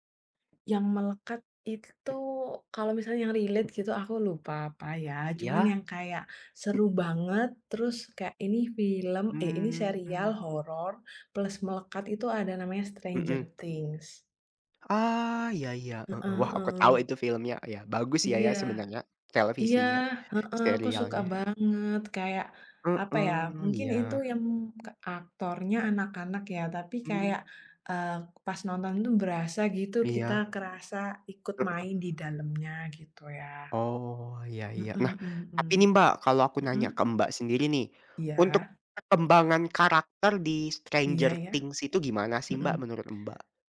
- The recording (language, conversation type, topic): Indonesian, unstructured, Apa yang lebih Anda nikmati: menonton serial televisi atau film?
- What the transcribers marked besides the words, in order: in English: "relate"; other background noise; drawn out: "Mhm"; tapping